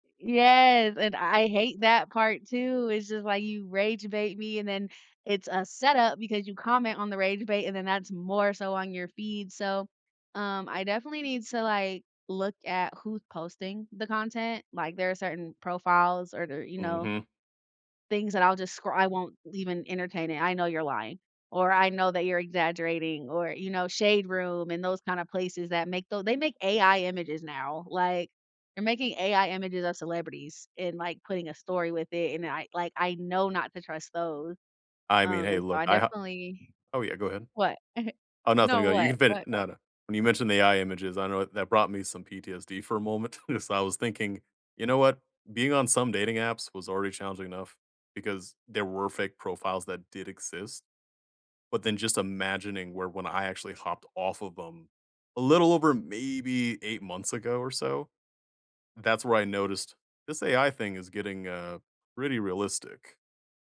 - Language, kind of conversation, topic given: English, unstructured, How do algorithms shape the news you trust and see each day?
- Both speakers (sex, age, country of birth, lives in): female, 30-34, United States, United States; male, 30-34, United States, United States
- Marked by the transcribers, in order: other background noise; drawn out: "Yes"; chuckle; chuckle; stressed: "maybe"